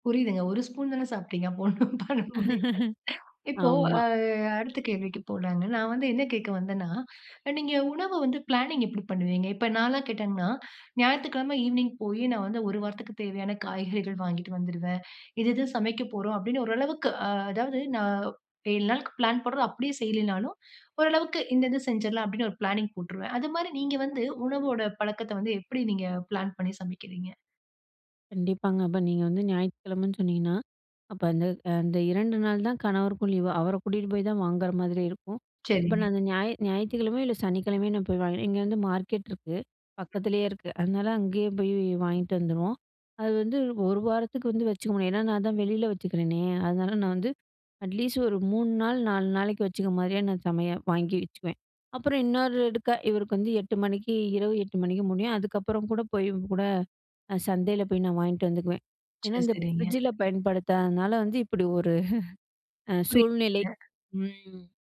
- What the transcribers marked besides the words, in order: laughing while speaking: "அப்போ ஒண்ணும் பண்ண முடியல்ல"; chuckle; in English: "பிளானிங்"; "கேட்டீங்கனா" said as "கேட்டாங்கனா"; in English: "ஈவ்னிங்"; in English: "பிளான்"; in English: "பிளானிங்"; in English: "பிளான்"; other noise; in English: "அட்லீஸ்ட்"; "புரியுதுங்க" said as "புரி அ"; laughing while speaking: "இப்டி ஒரு"
- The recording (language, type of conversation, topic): Tamil, podcast, வீடுகளில் உணவுப் பொருள் வீணாக்கத்தை குறைக்க எளிய வழிகள் என்ன?